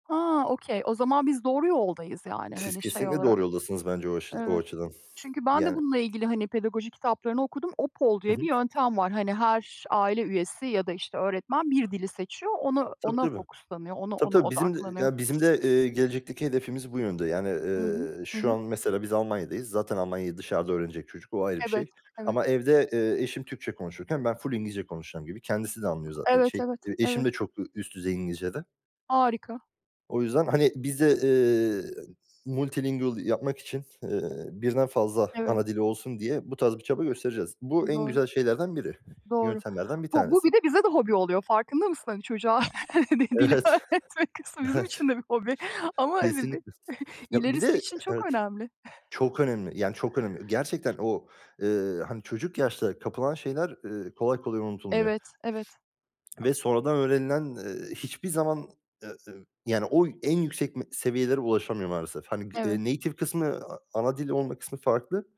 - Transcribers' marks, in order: other background noise; tapping; in English: "multilingual"; laughing while speaking: "Evet, evet"; laughing while speaking: "Çocuğa dil öğretmek kısmı bizim için de bir hobi ama"; chuckle; "Kesinlikle" said as "yesinlikle"; unintelligible speech; chuckle; in English: "native"
- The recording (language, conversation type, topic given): Turkish, unstructured, Hobileriniz sayesinde öğrendiğiniz ilginç bir bilgiyi paylaşır mısınız?
- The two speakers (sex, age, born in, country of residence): female, 45-49, Turkey, Spain; male, 25-29, Turkey, Germany